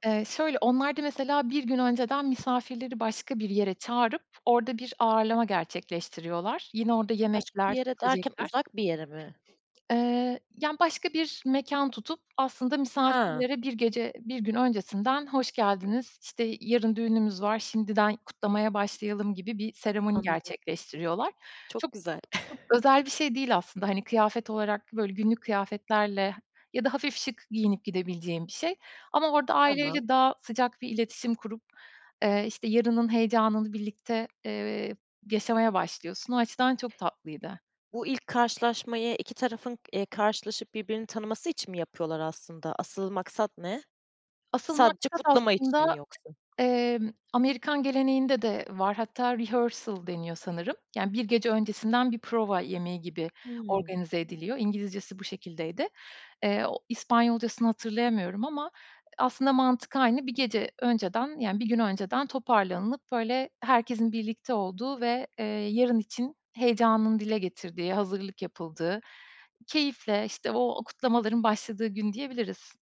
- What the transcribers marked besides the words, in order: tapping; other background noise; in English: "rehearsal"
- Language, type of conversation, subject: Turkish, podcast, En unutulmaz seyahatini nasıl geçirdin, biraz anlatır mısın?